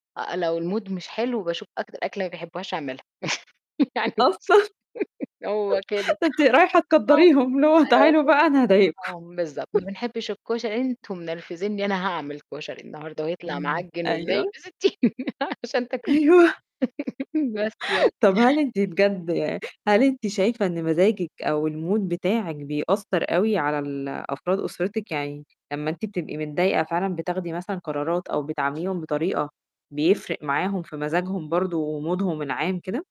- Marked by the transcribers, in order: static; in English: "الMood"; laughing while speaking: "أصلًا؟"; laugh; distorted speech; laughing while speaking: "يعني بُصّي هو كده"; laugh; unintelligible speech; chuckle; tapping; laughing while speaking: "ومنيل بستين نيلة، عشان تاكلوه"; laugh; laughing while speaking: "أيوه"; laugh; gasp; in English: "الMood"; other background noise; mechanical hum; in English: "ومودهم"
- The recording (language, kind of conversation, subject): Arabic, podcast, قد إيه العيلة بتأثر على قراراتك اليومية؟